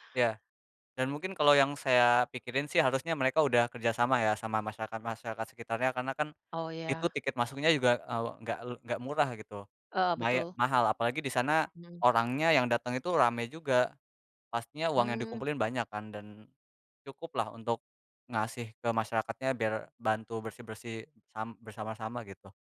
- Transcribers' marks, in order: none
- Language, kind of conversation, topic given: Indonesian, unstructured, Bagaimana reaksi kamu saat menemukan sampah di tempat wisata alam?
- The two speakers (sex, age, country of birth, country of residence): female, 50-54, Indonesia, Netherlands; male, 20-24, Indonesia, Indonesia